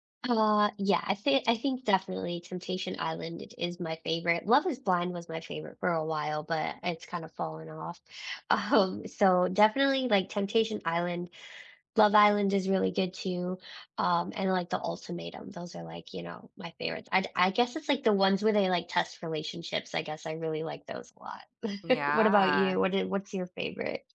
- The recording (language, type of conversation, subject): English, unstructured, Which reality shows do you secretly enjoy, and what keeps you hooked?
- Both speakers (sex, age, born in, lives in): female, 30-34, United States, United States; female, 40-44, United States, United States
- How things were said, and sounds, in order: laughing while speaking: "um"; chuckle; drawn out: "Yeah"